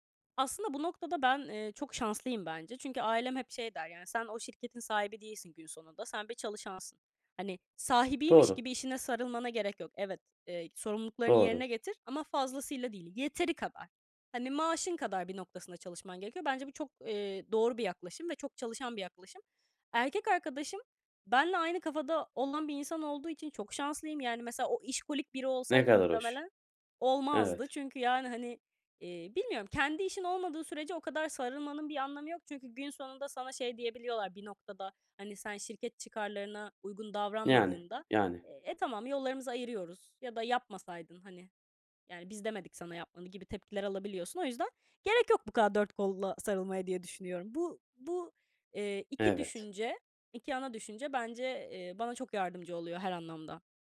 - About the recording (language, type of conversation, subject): Turkish, podcast, İş-özel hayat dengesini nasıl kuruyorsun?
- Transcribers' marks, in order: none